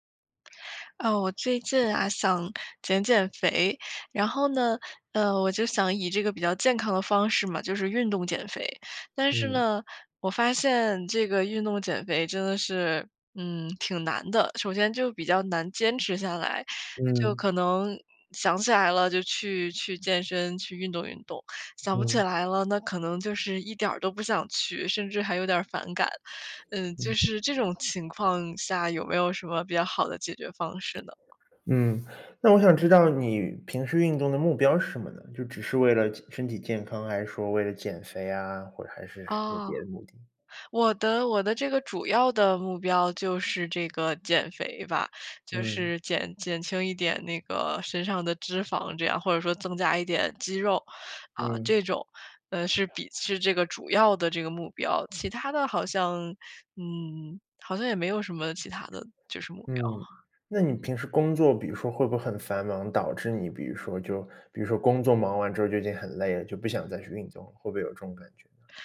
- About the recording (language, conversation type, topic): Chinese, advice, 如何才能养成规律运动的习惯，而不再三天打鱼两天晒网？
- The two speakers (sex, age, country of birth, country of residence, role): female, 25-29, China, United States, user; male, 30-34, China, United States, advisor
- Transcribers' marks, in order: tapping